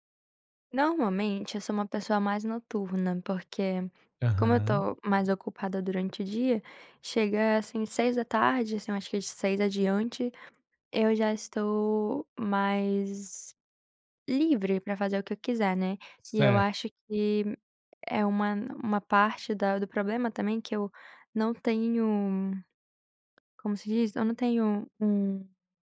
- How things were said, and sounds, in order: none
- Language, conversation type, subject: Portuguese, advice, Como posso estruturar meu dia para não perder o foco ao longo do dia e manter a produtividade?